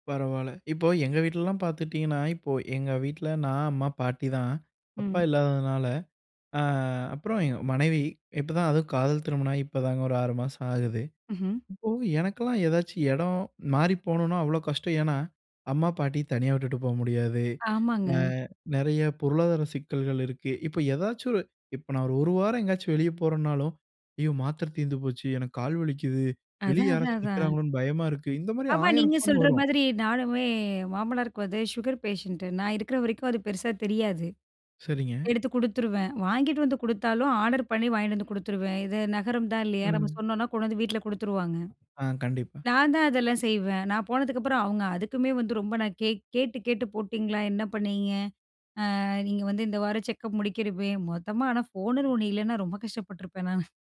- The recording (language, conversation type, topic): Tamil, podcast, பணிக்கு இடம் மாறினால் உங்கள் குடும்ப வாழ்க்கையுடன் சமநிலையை எப்படி காக்கிறீர்கள்?
- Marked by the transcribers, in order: in English: "ஃபோன்"; in English: "சுகர் பேஷண்ட்டு"; in English: "ஆர்டர்"; in English: "செக்கப்"; in English: "ஃபோன்னுன்னு"; laughing while speaking: "நானு"